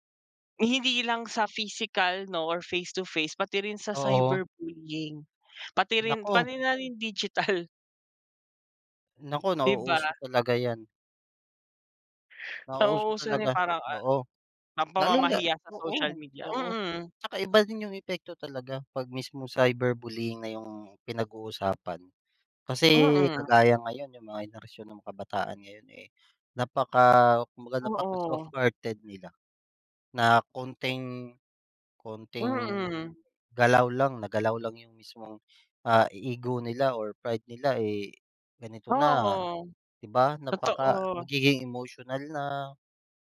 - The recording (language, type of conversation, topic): Filipino, unstructured, Ano ang masasabi mo tungkol sa problema ng pambu-bully sa mga paaralan?
- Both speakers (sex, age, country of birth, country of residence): male, 25-29, Philippines, Philippines; male, 30-34, Philippines, Philippines
- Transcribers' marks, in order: other background noise